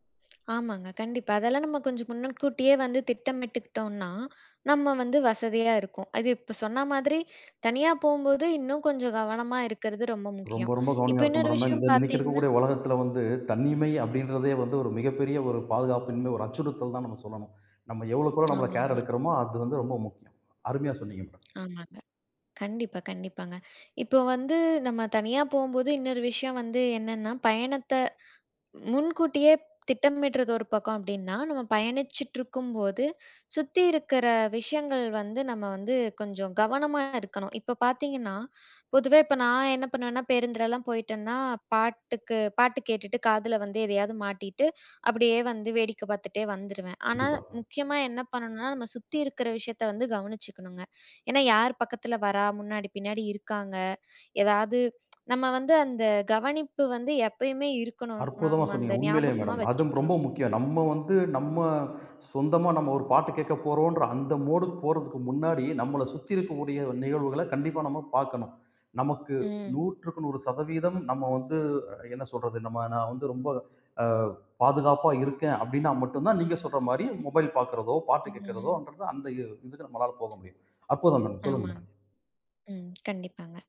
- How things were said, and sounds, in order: lip smack; "தனிமை" said as "தன்னிமை"; lip smack; lip smack; "பொதுவாவே" said as "பொதுவே"; lip smack; in English: "மோடுக்கு"; lip smack
- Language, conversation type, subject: Tamil, podcast, தனியாகப் பயணம் செய்ய விரும்புகிறவர்களுக்கு நீங்கள் சொல்லும் மிக முக்கியமான குறிப்பு என்ன?